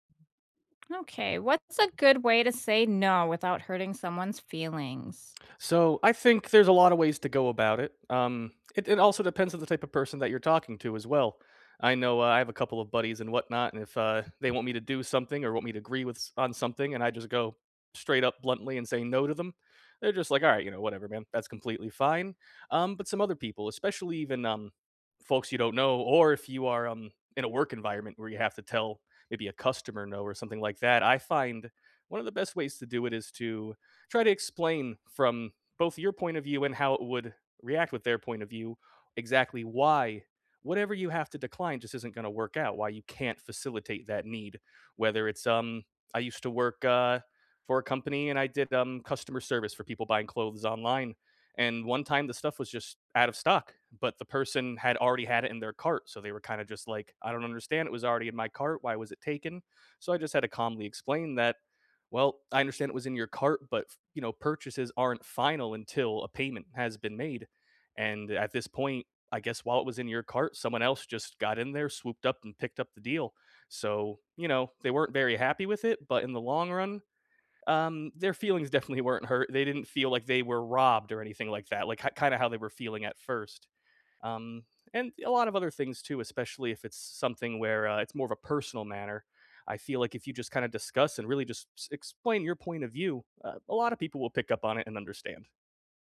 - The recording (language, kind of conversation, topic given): English, unstructured, What is a good way to say no without hurting someone’s feelings?
- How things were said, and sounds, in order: other background noise